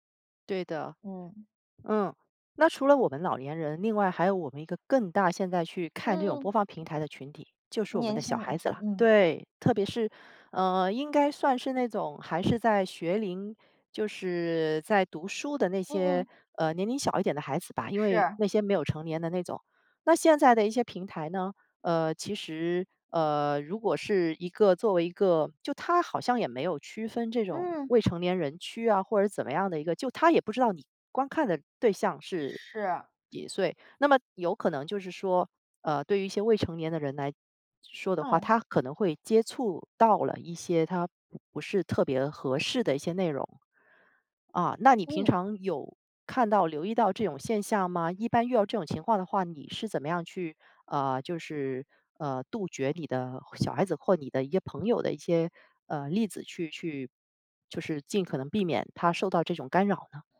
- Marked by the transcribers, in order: tapping; tsk; chuckle; "接触" said as "接促"; other background noise
- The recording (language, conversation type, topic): Chinese, podcast, 播放平台的兴起改变了我们的收视习惯吗？